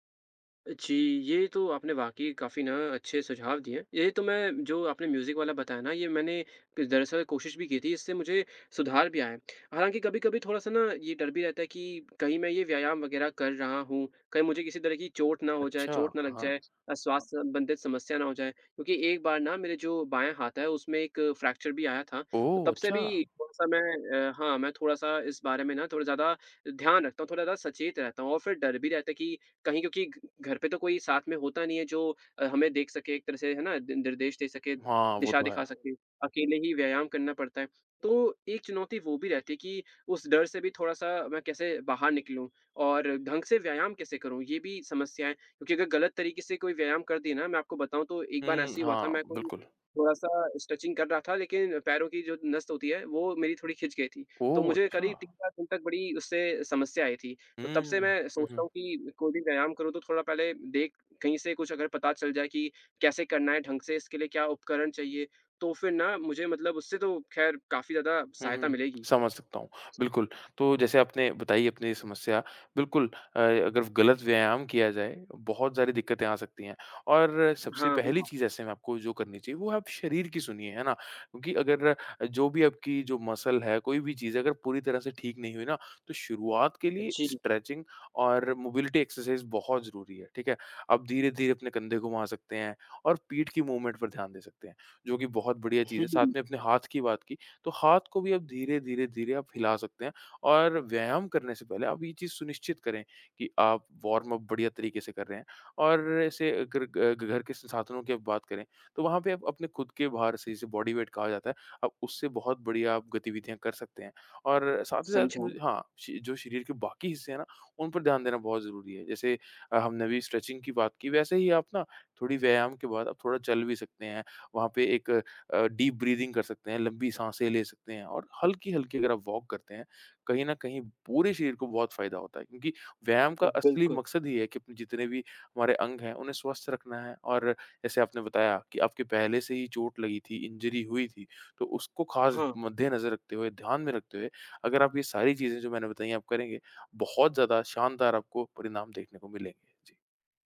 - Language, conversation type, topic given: Hindi, advice, घर पर सीमित उपकरणों के साथ व्यायाम करना आपके लिए कितना चुनौतीपूर्ण है?
- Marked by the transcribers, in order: in English: "म्यूजिक"; tapping; in English: "फ्रैक्चर"; horn; other background noise; in English: "स्ट्रेचिंग"; in English: "मसल"; in English: "स्ट्रेंचिंग"; in English: "मोबिलिटी एक्सरसाइज़"; in English: "मूवमेंट"; chuckle; in English: "वार्म अप"; in English: "बॉडी वेट"; in English: "स्ट्रेचिंग"; in English: "डीप ब्रीदिंग"; in English: "वॉक"; in English: "इंजरी"